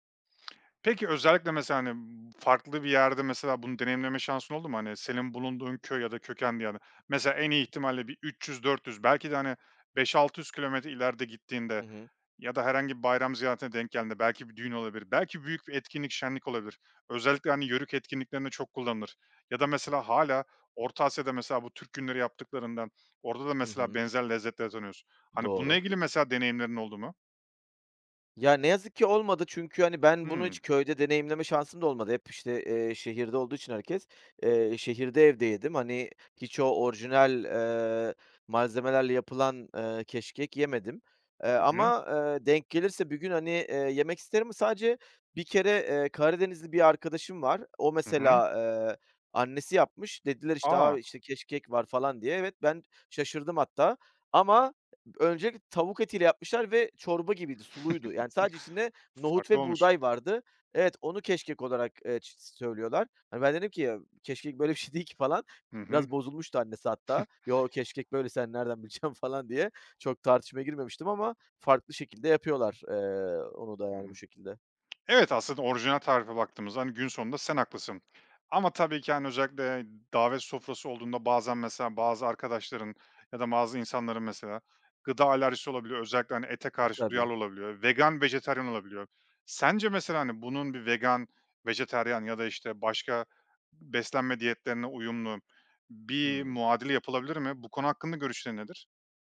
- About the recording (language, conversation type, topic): Turkish, podcast, Ailenin aktardığı bir yemek tarifi var mı?
- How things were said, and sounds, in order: other background noise; chuckle; laughing while speaking: "bir şey"; chuckle; laughing while speaking: "bileceksin? falan"; tapping